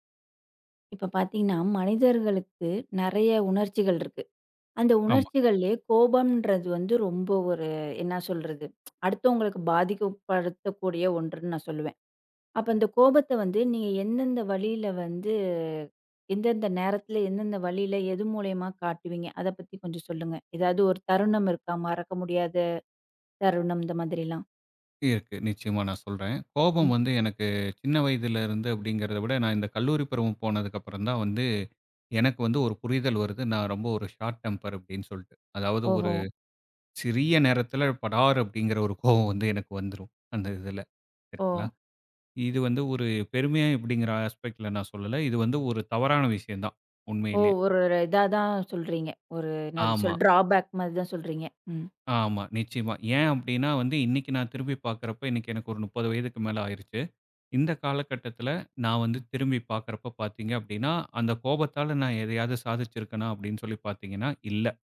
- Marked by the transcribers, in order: in English: "ஷார்ட் டெம்பர்"; laughing while speaking: "கோவம் வந்து"; in English: "ஆஸ்பெக்ட்ல"; in English: "டிராபேக்"
- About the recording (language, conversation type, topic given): Tamil, podcast, கோபம் வந்தால் நீங்கள் அதை எந்த வழியில் தணிக்கிறீர்கள்?